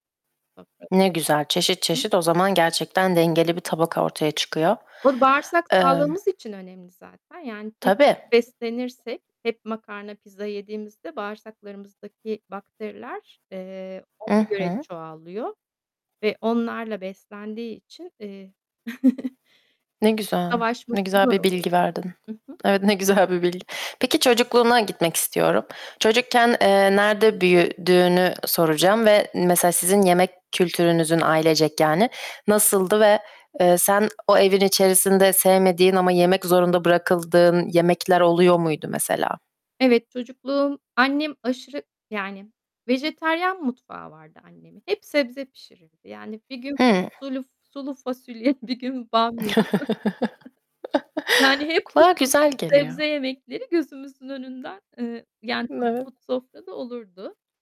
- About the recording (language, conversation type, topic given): Turkish, podcast, Dengeli beslenmek için nelere dikkat edersin?
- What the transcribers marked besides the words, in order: static; distorted speech; other background noise; chuckle; laughing while speaking: "güzel"; laughing while speaking: "fasulye"; chuckle